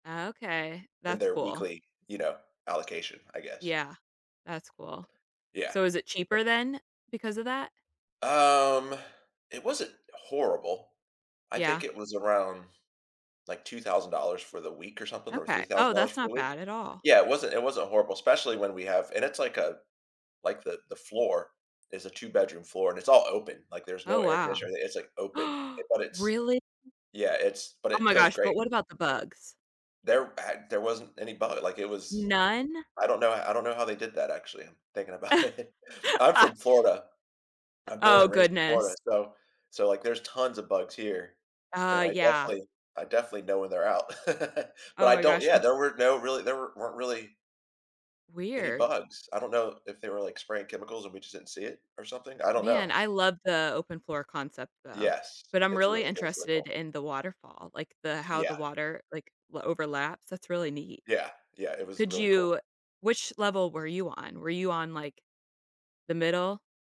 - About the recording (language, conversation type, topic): English, unstructured, What is your favorite memory from traveling to a new place?
- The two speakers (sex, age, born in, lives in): female, 35-39, United States, United States; male, 45-49, United States, United States
- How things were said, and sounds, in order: other background noise; drawn out: "Um"; gasp; chuckle; laughing while speaking: "thinking about it"; chuckle